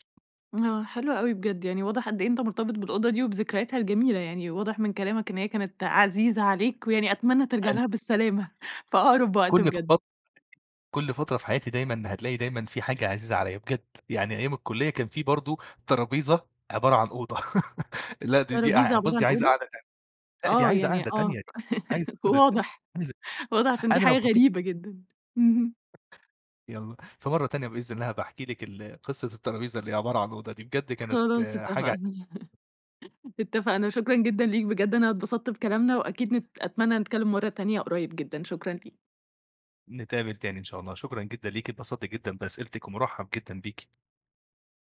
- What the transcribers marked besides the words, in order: unintelligible speech; other background noise; chuckle; laugh; laugh; chuckle
- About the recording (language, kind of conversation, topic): Arabic, podcast, إزاي تغيّر شكل قوضتك بسرعة ومن غير ما تصرف كتير؟